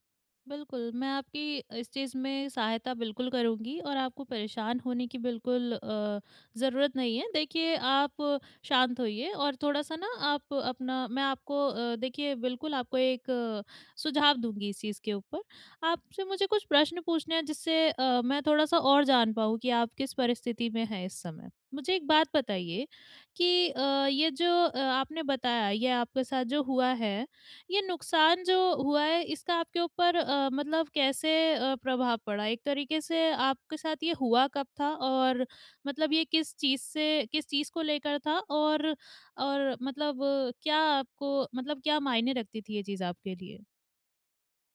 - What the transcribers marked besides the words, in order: none
- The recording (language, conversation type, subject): Hindi, advice, नुकसान के बाद मैं अपना आत्मविश्वास फिर से कैसे पा सकता/सकती हूँ?